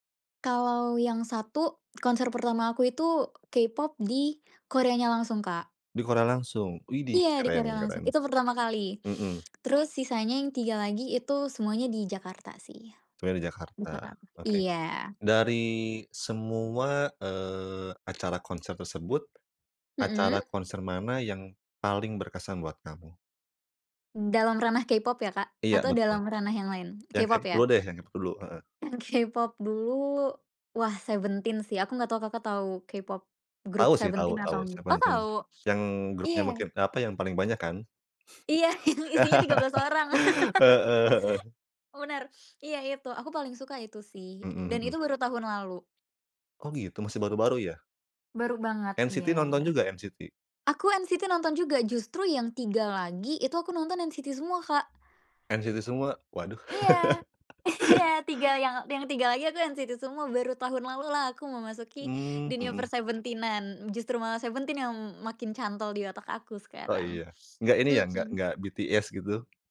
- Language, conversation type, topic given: Indonesian, podcast, Konser apa yang paling berkesan pernah kamu tonton?
- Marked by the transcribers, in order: unintelligible speech; other background noise; laugh; laughing while speaking: "Iya"; chuckle; tapping